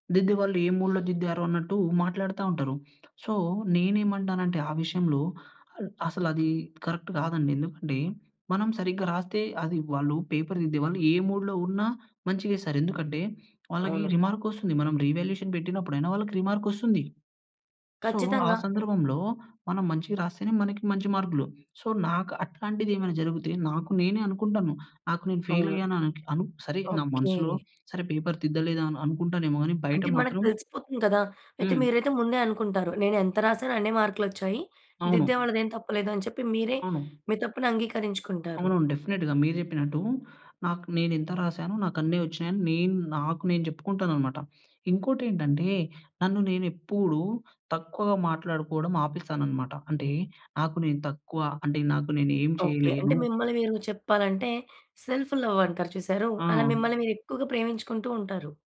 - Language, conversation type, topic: Telugu, podcast, పడి పోయిన తర్వాత మళ్లీ లేచి నిలబడేందుకు మీ రహసం ఏమిటి?
- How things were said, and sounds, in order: in English: "మూడ్‌లో"; in English: "సో"; in English: "కరెక్ట్"; tapping; in English: "పేపర్"; in English: "మూడ్‌లో"; in English: "రిమార్క్"; in English: "రీ‌వాల్యుయేషన్"; in English: "రిమార్క్"; in English: "సో"; in English: "సో"; in English: "ఫెయిల్"; in English: "పేపర్"; in English: "డెఫినిట్‌గా"; in English: "సెల్ఫ్‌లవ్"